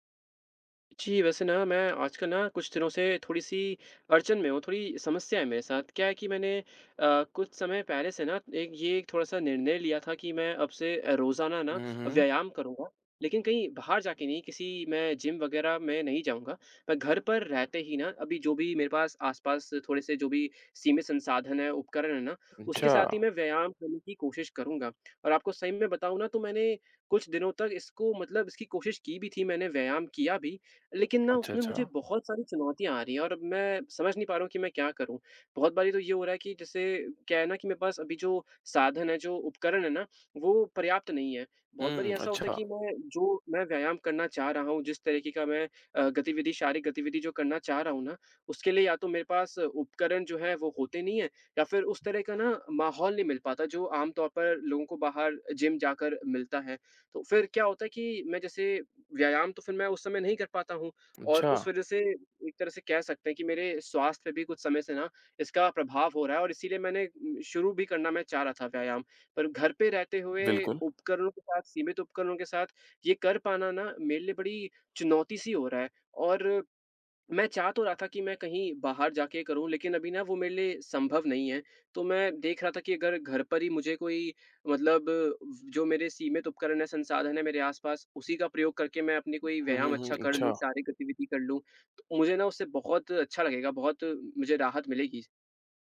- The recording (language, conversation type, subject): Hindi, advice, घर पर सीमित उपकरणों के साथ व्यायाम करना आपके लिए कितना चुनौतीपूर्ण है?
- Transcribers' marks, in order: lip smack; horn; tapping